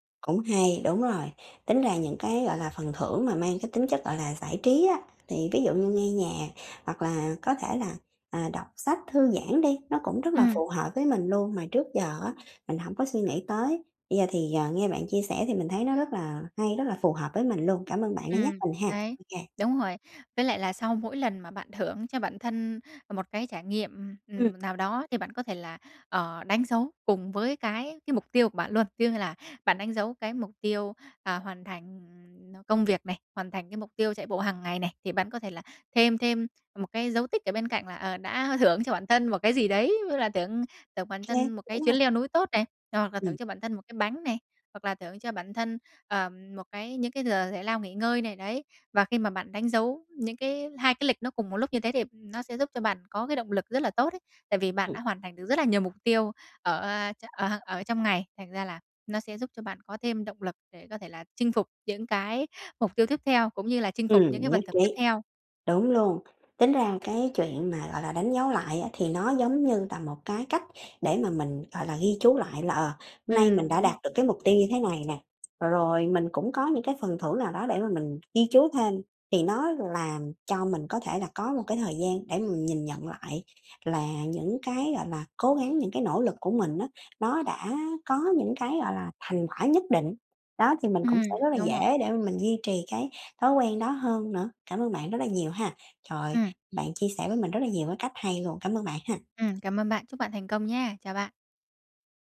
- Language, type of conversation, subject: Vietnamese, advice, Làm sao tôi có thể chọn một phần thưởng nhỏ nhưng thật sự có ý nghĩa cho thói quen mới?
- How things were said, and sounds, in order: tapping; other background noise; bird; laughing while speaking: "cho bản thân một cái gì đấy, ví dụ"